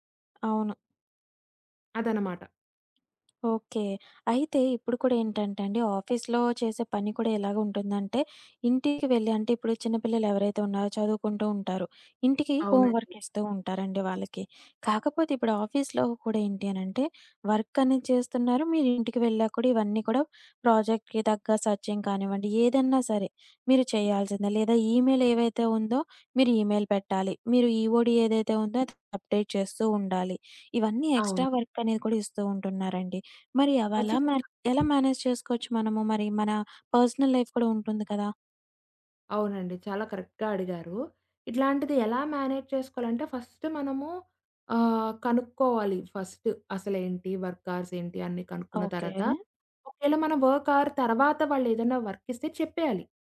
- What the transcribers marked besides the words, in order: tapping; in English: "ఆఫీస్‌లో"; in English: "హోంవర్క్"; in English: "ఆఫీస్‌లో"; in English: "వర్క్"; in English: "ప్రాజెక్ట్‌కి"; in English: "సెర్చింగ్"; in English: "ఈమెయిల్"; in English: "ఈమెయిల్"; in English: "ఈఓడి"; other background noise; in English: "అప్‌డేట్"; in English: "ఎక్స్‌ట్రా వర్క్"; in English: "మేనేజ్"; in English: "పర్సనల్ లైఫ్"; in English: "కరెక్ట్‌గా"; in English: "మేనేజ్"; in English: "వర్క్ అవర్స్"; in English: "వర్క్ అవర్"; in English: "వర్క్"
- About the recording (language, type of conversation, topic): Telugu, podcast, ఆఫీస్ సమయం ముగిసాక కూడా పని కొనసాగకుండా మీరు ఎలా చూసుకుంటారు?